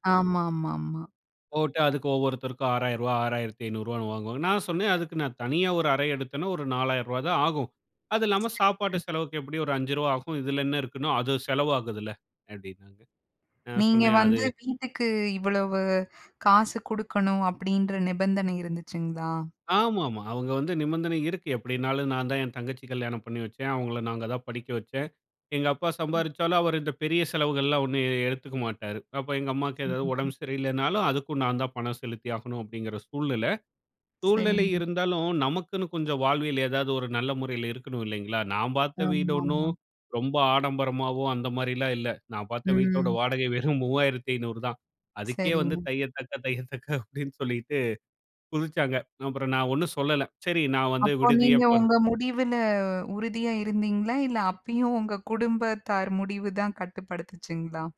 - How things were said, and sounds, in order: chuckle; chuckle
- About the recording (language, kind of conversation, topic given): Tamil, podcast, குடும்பம் உங்களை கட்டுப்படுத்த முயன்றால், உங்கள் சுயாதீனத்தை எப்படி காக்கிறீர்கள்?